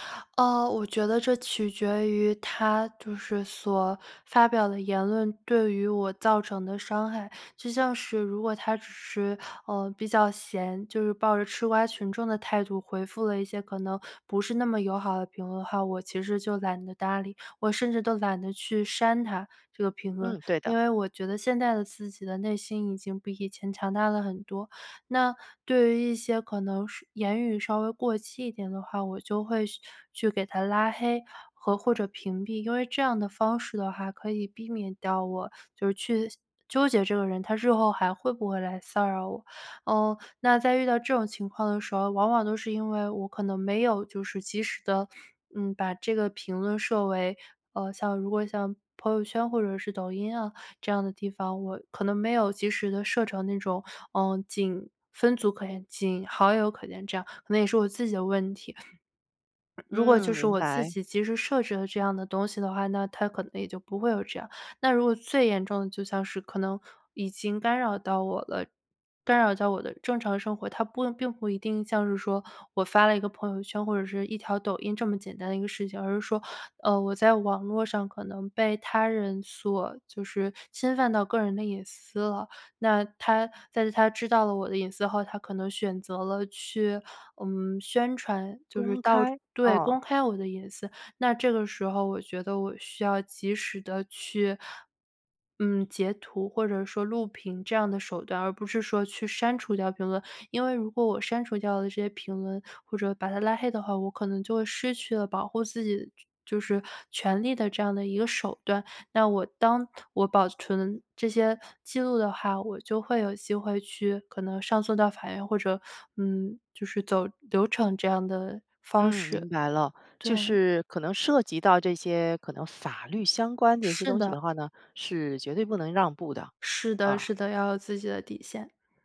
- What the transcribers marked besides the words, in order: other background noise
- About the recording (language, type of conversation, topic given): Chinese, podcast, 如何在网上既保持真诚又不过度暴露自己？